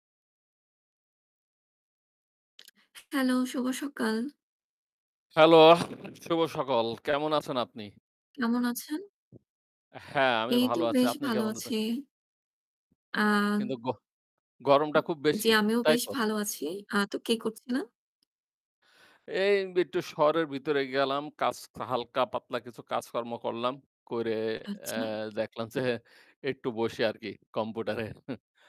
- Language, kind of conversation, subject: Bengali, unstructured, ভ্রমণ কীভাবে তোমাকে সুখী করে তোলে?
- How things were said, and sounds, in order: static; other background noise; "একটু" said as "বিটটু"; "করে" said as "কইরে"; laughing while speaking: "কম্পুটারে"; "কম্পিউটারে" said as "কম্পুটারে"